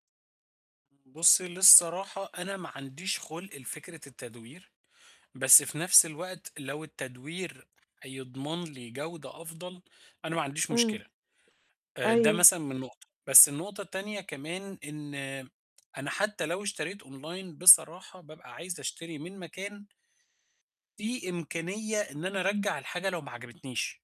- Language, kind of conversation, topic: Arabic, advice, إزاي أتعلم أشتري بذكاء عشان أجيب حاجات وهدوم بجودة كويسة وبسعر معقول؟
- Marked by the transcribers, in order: tapping; in English: "Online"